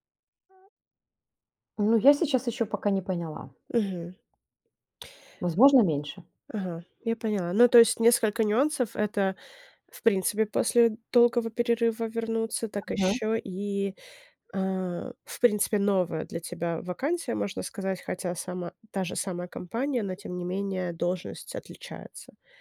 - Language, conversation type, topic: Russian, advice, Как справиться с неуверенностью при возвращении к привычному рабочему ритму после отпуска?
- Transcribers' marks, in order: other background noise; tapping